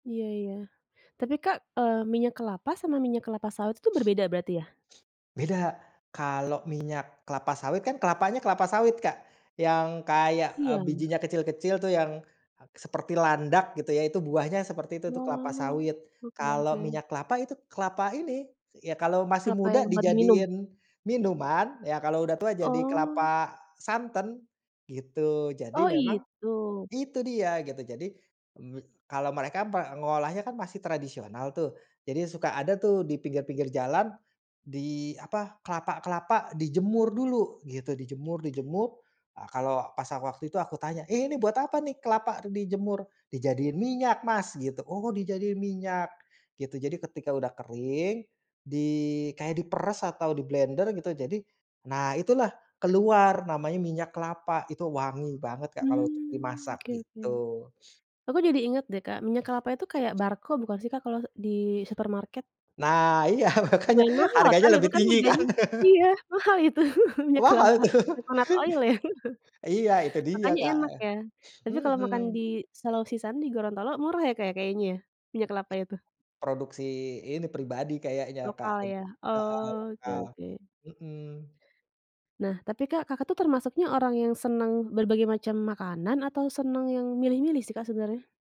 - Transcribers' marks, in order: tapping; other background noise; laughing while speaking: "iya"; laughing while speaking: "kan"; laugh; in English: "coconut oil"; laughing while speaking: "aduh"; laugh
- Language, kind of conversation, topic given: Indonesian, podcast, Makanan apa yang pernah mengubah cara pandangmu tentang rasa?